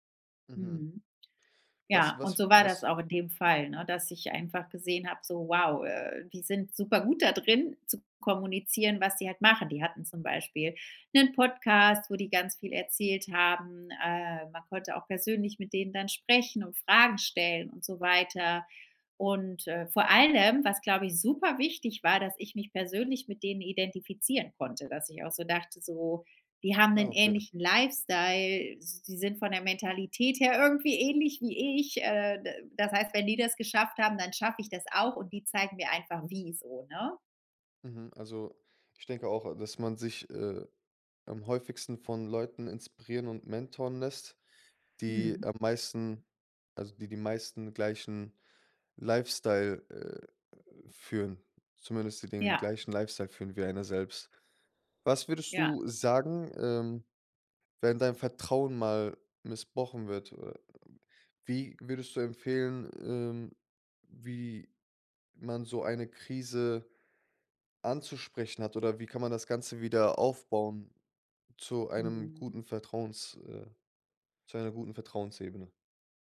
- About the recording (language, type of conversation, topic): German, podcast, Welche Rolle spielt Vertrauen in Mentoring-Beziehungen?
- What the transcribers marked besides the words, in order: drawn out: "vor allem"; joyful: "irgendwie ähnlich"; "missbraucht" said as "missbrochen"